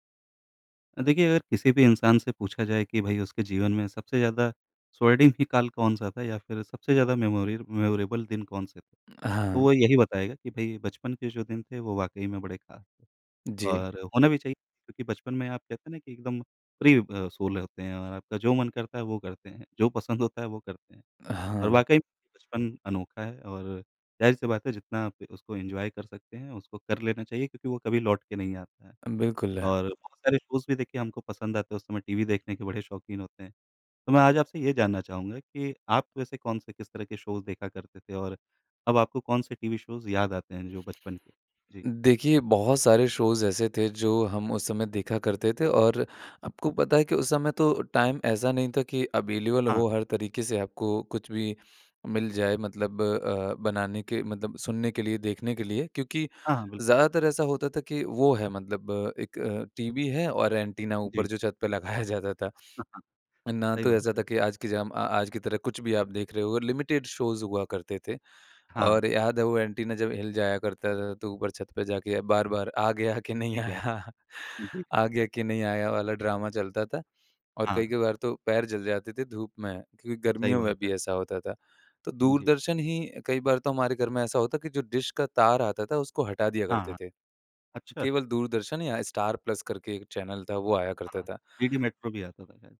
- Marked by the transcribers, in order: in English: "मेमोरियल मेमोरेबल"; in English: "फ्री"; in English: "सोल"; in English: "एन्जॉय"; in English: "शोज़"; in English: "शोज़"; in English: "शोज़"; in English: "शोज़"; in English: "टाइम"; in English: "अवेलेबल"; laughing while speaking: "लगाया जाता"; chuckle; in English: "लिमिटेड शोज़"; laughing while speaking: "नहीं आया"; in English: "ड्रामा"; in English: "डिश"
- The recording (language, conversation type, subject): Hindi, podcast, बचपन के कौन से टीवी कार्यक्रम आपको सबसे ज़्यादा याद आते हैं?